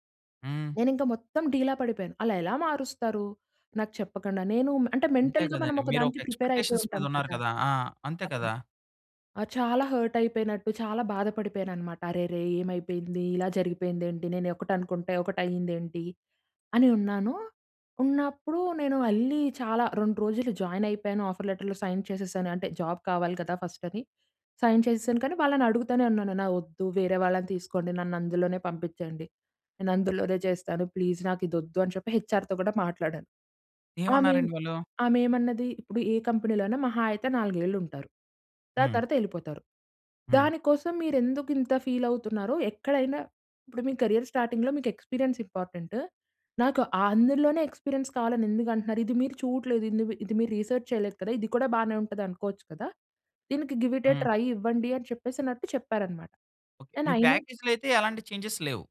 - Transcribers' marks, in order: in English: "మెంటల్‌గా"; in English: "ఎక్స్‌పెక్టేషన్స్"; in English: "ప్రిపేర్"; in English: "హర్ట్"; in English: "ఆఫర్ లెటర్‌లో సైన్"; in English: "ఫస్ట్"; in English: "సైన్"; in English: "ప్లీజ్"; in English: "హెచ్ఆర్‌తో"; in English: "కేరియర్ స్టార్టింగ్‌లో"; in English: "ఎక్స్‌పి‌రియన్స్"; in English: "ఎక్స్‌పి‌రియన్స్"; in English: "రిసర్చ్"; in English: "గివ్ ఇట్ ఎ ట్రై"; in English: "ప్యాకేజ్‌లో"; in English: "చేంజేస్"
- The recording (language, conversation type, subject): Telugu, podcast, మీ జీవితాన్ని మార్చేసిన ముఖ్యమైన నిర్ణయం ఏదో గురించి చెప్పగలరా?